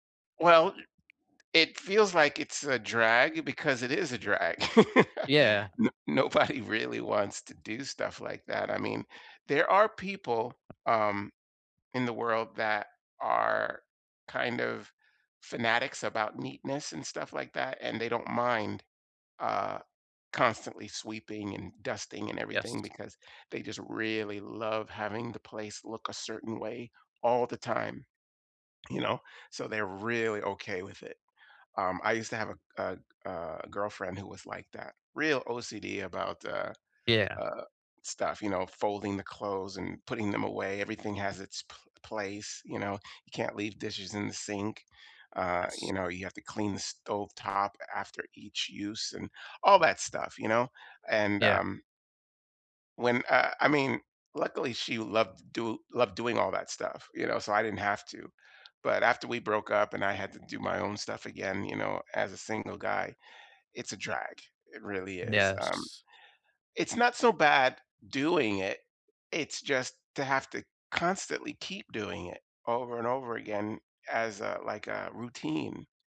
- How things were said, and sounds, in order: tapping; laugh; other background noise
- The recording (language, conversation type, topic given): English, unstructured, Why do chores often feel so frustrating?